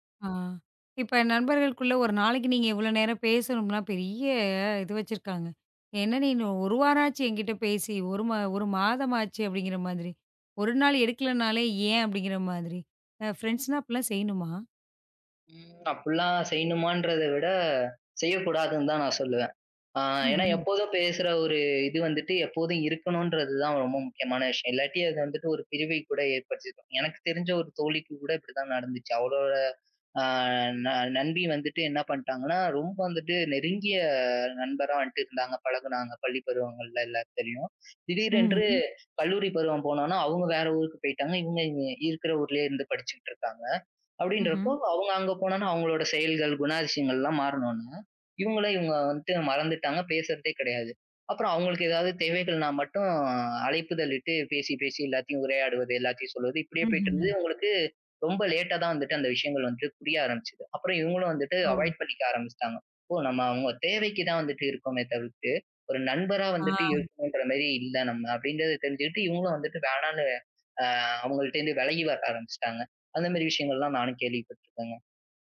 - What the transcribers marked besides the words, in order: in English: "ஃபிரண்ட்ஸ்ன்னா"; "ஏற்படுத்திடும்" said as "ஏற்பச்சிரும்"; drawn out: "அ"; "அவுங்களுக்கு" said as "வுங்களுக்கு"; in English: "லேட்டா"; in English: "அவாய்ட்"; "இருக்கணும்கிற" said as "இருக்னுன்ற"
- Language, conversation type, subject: Tamil, podcast, புதிய நண்பர்களுடன் நெருக்கத்தை நீங்கள் எப்படிப் உருவாக்குகிறீர்கள்?